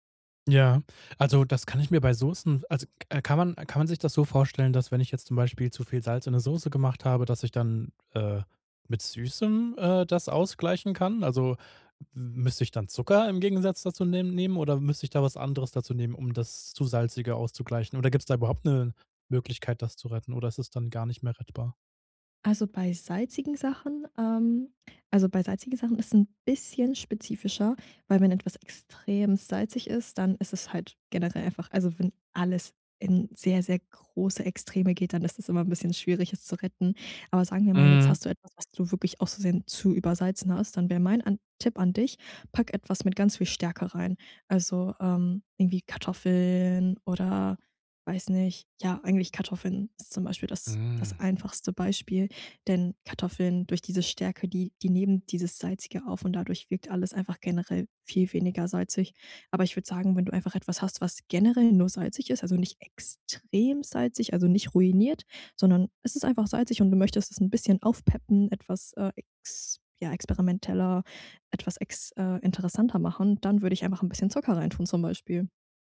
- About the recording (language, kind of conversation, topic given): German, podcast, Wie würzt du, ohne nach Rezept zu kochen?
- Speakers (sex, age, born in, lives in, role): female, 20-24, Germany, Germany, guest; male, 30-34, Germany, Germany, host
- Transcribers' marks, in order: stressed: "Süßem"; stressed: "alles"; stressed: "extrem"